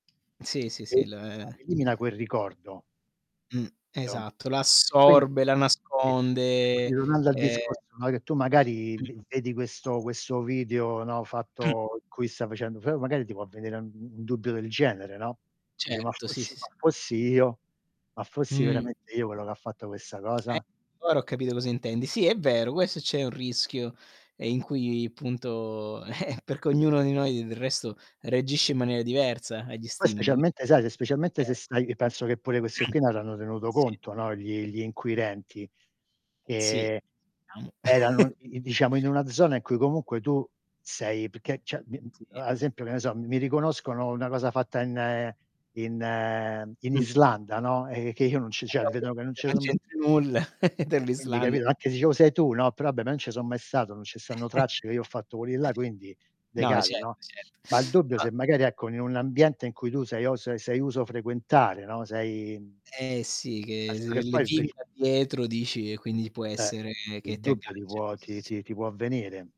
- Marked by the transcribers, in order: static; tapping; distorted speech; drawn out: "nasconde"; other background noise; chuckle; unintelligible speech; chuckle; "perché" said as "pché"; "cioè" said as "ceh"; "cioè" said as "ceh"; unintelligible speech; chuckle; unintelligible speech; "vabbè" said as "abbè"; chuckle; unintelligible speech; unintelligible speech
- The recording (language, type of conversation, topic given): Italian, unstructured, Quali sono le implicazioni etiche dell’uso della sorveglianza digitale?